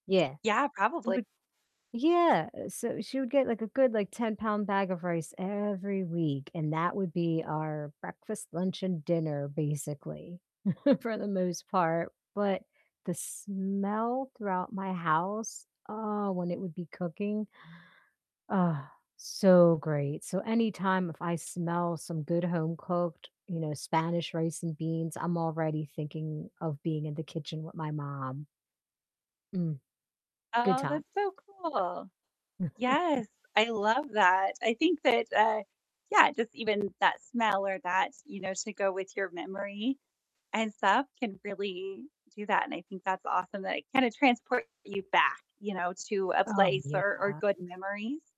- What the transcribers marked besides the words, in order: static; distorted speech; chuckle; inhale; tapping; chuckle
- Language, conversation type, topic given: English, unstructured, What meal reminds you most of home and good times?
- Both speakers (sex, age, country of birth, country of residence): female, 40-44, United States, United States; female, 40-44, United States, United States